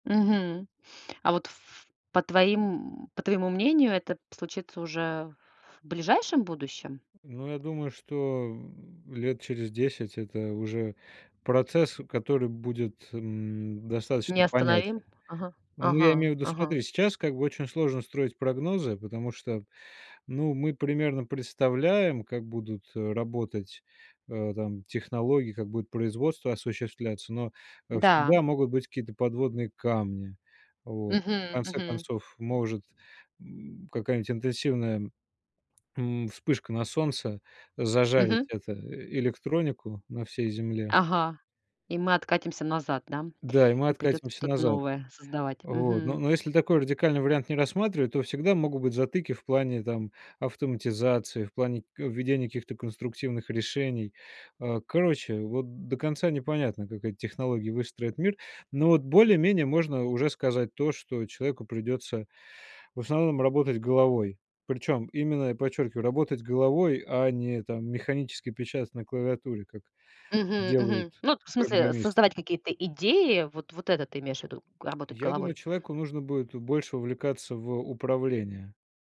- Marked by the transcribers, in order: tapping; other background noise
- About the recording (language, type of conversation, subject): Russian, podcast, Как новые технологии изменят то, как мы работаем и строим карьеру?
- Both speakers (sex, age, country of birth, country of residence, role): female, 40-44, Russia, United States, host; male, 30-34, Russia, Germany, guest